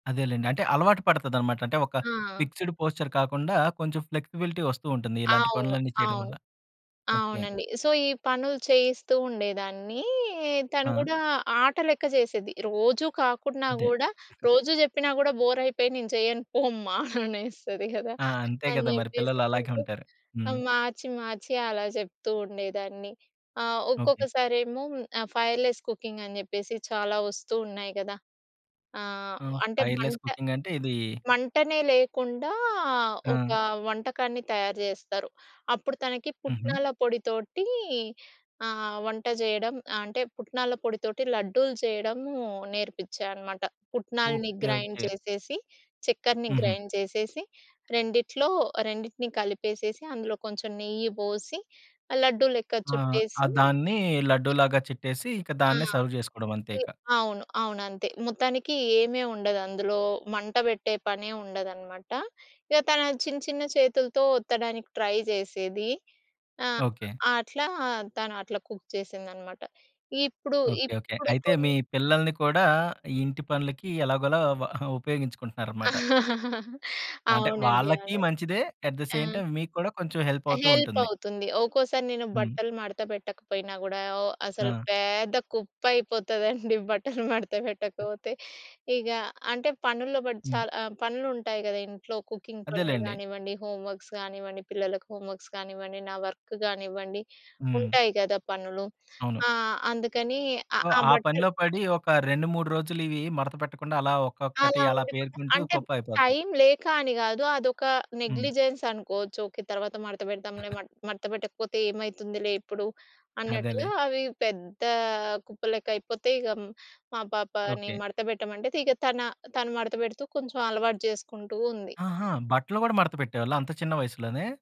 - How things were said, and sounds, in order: in English: "ఫిక్స్డ్ పోస్చర్"; in English: "ఫ్లెక్సిబిలిటీ"; other background noise; in English: "సో"; drawn out: "ఉండేదాన్నీ"; giggle; in English: "ఫైర్ లెస్"; in English: "ఫైర్ లెస్"; in English: "గ్రైండ్"; in English: "గ్రైండ్"; in English: "సర్వ్"; in English: "ట్రై"; in English: "కుక్"; giggle; laugh; in English: "ఎట్ థ సేమ్ టైమ్"; laughing while speaking: "కుప్పయిపోతదండి బట్టలు మడత పెట్టకపోతే"; in English: "కుకింగ్"; in English: "హోమ్ వర్క్స్"; in English: "హోం వర్క్స్"; in English: "వర్క్"; in English: "సో"; giggle
- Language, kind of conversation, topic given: Telugu, podcast, ఇంటి పనుల్లో కుటుంబ సభ్యులను ఎలా చేర్చుకుంటారు?